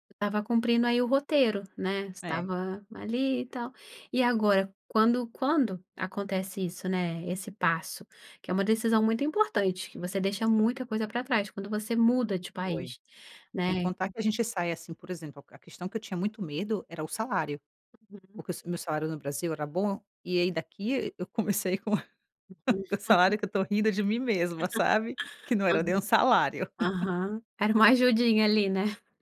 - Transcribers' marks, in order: tapping; laughing while speaking: "comecei com"; laugh; unintelligible speech; laugh; laugh; giggle
- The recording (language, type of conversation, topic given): Portuguese, podcast, Você já tomou alguma decisão improvisada que acabou sendo ótima?